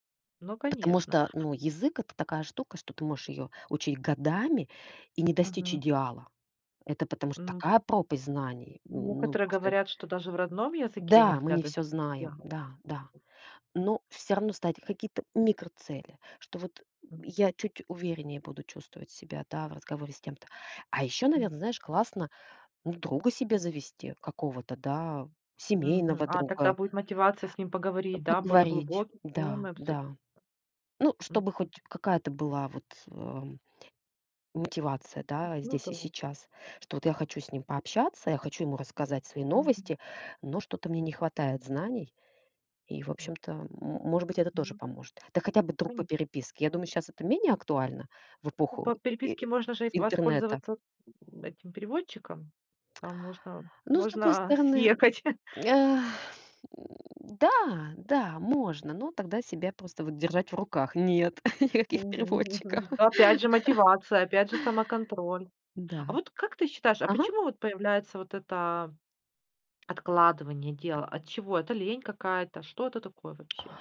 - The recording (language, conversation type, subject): Russian, podcast, Как справляться с прокрастинацией при учёбе?
- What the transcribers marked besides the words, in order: other background noise; laughing while speaking: "съехать"; chuckle; chuckle; laughing while speaking: "Никаких переводчиков!"; laugh; chuckle